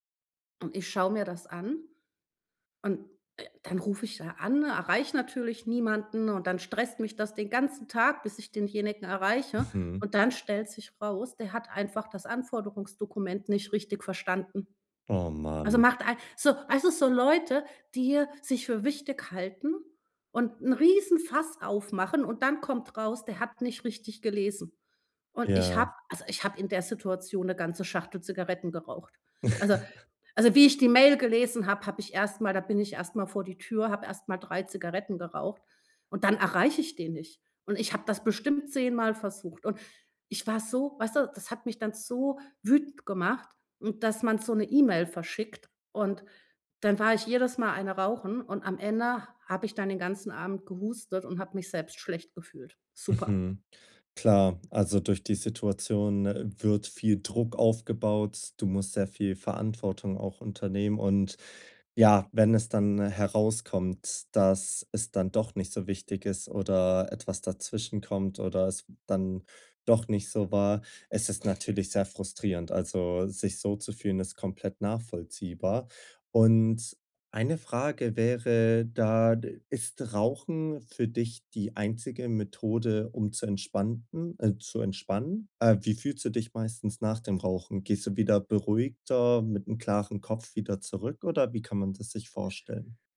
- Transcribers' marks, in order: chuckle; other background noise
- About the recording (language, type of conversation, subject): German, advice, Wie kann ich mit starken Gelüsten umgehen, wenn ich gestresst bin?